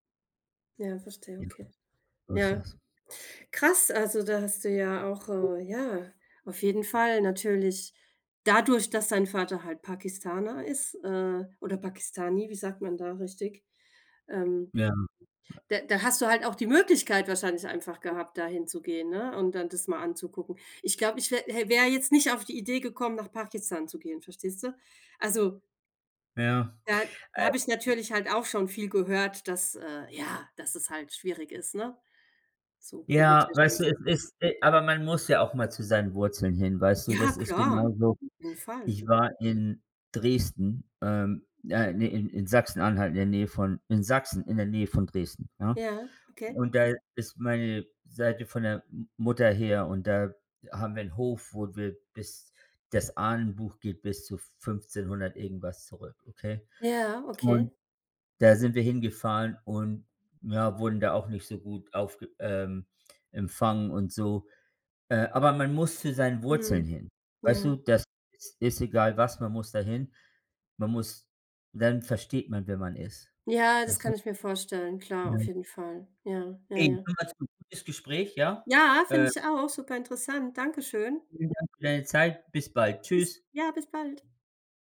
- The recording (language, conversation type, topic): German, unstructured, Was bedeutet für dich Abenteuer beim Reisen?
- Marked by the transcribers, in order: other background noise; other noise